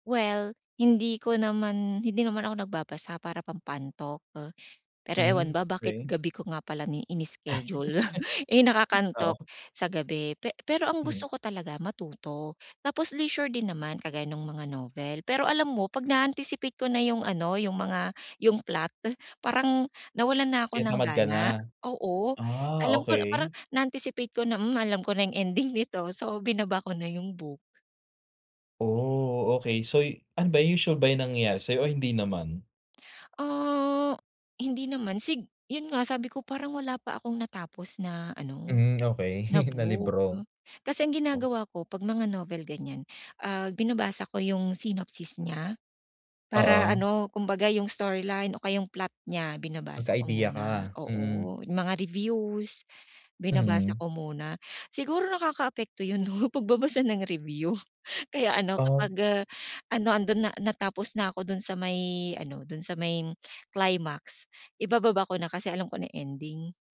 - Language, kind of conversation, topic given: Filipino, advice, Bakit ako nawawalan ng konsentrasyon kapag nagbabasa ako ng libro?
- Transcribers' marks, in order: chuckle; laugh; "So" said as "Soy"; laughing while speaking: "pagbabasa ng review"